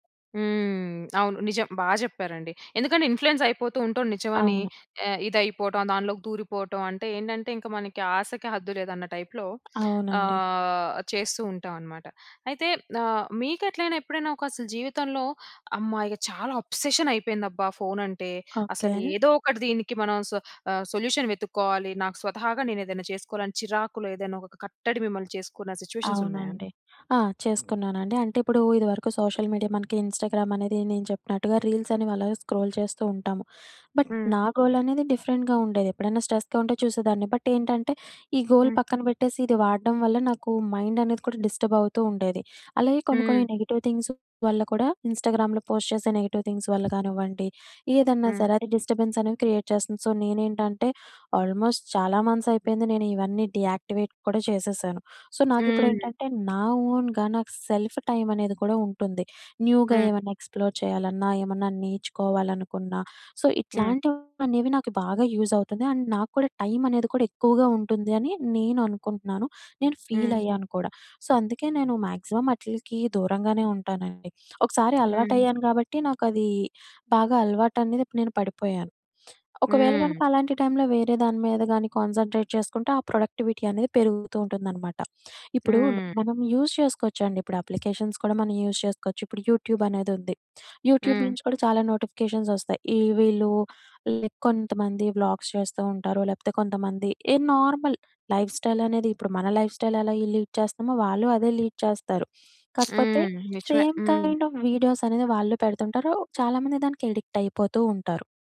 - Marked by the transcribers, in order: other background noise; in English: "ఇన్‌ఫ్లూయెన్స్"; in English: "టైపులో"; tapping; in English: "అబ్సెషన్"; in English: "సొల్యూషన్"; in English: "సిట్యుయేషన్స్"; in English: "సోషల్ మీడియా"; in English: "ఇన్‌స్టాగ్రామ్"; in English: "స్క్రోల్"; in English: "బట్"; in English: "డిఫరెంట్‌గా"; in English: "స్ట్రెస్‌గా"; in English: "బట్"; in English: "గోల్"; in English: "డిస్టర్బ్"; in English: "నెగెటివ్ థింగ్స్"; in English: "ఇన్‌స్టాగ్రామ్‍లో పోస్ట్"; in English: "నెగెటివ్ థింగ్స్"; in English: "డిస్టర్బెన్స్"; in English: "క్రియేట్"; in English: "సో"; in English: "ఆల్మోస్ట్"; in English: "మంత్స్"; in English: "డీయాక్టివేట్"; in English: "సో"; in English: "ఓన్‍గా"; in English: "సెల్ఫ్ టైమ్"; in English: "న్యూగా"; in English: "ఎక్స్‌ఫ్లోర్"; in English: "సో"; in English: "యూజ్"; in English: "అండ్"; in English: "ఫీల్"; in English: "సో"; in English: "మాక్సిమం"; in English: "కాన్సంట్రేట్"; in English: "ప్రొడక్టివిటీ"; in English: "యూజ్"; in English: "అప్లికేషన్స్"; in English: "యూజ్"; in English: "యూట్యూబ్"; in English: "యూట్యూబ్"; in English: "నోటిఫికేషన్స్"; in English: "వ్లాగ్స్"; in English: "నార్మల్ లైఫ్ స్టైల్"; in English: "లైఫ్ స్టైల్"; in English: "లీడ్"; in English: "లీడ్"; lip smack; in English: "సేమ్ కైండ్ ఆఫ్ వీడియోస్"; in English: "అడిక్ట్"
- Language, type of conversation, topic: Telugu, podcast, నోటిఫికేషన్లు తగ్గిస్తే మీ ఫోన్ వినియోగంలో మీరు ఏ మార్పులు గమనించారు?